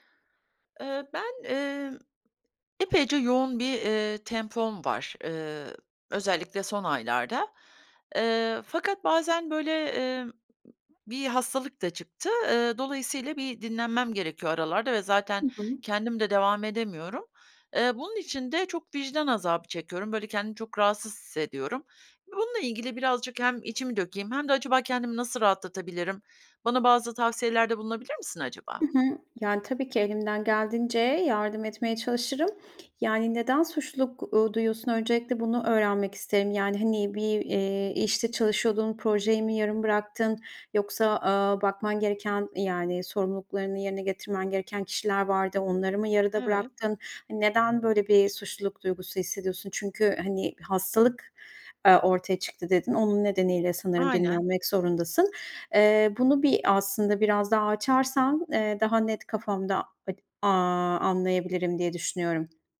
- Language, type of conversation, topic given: Turkish, advice, Dinlenirken neden suçluluk duyuyorum?
- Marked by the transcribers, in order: other background noise; tapping; other noise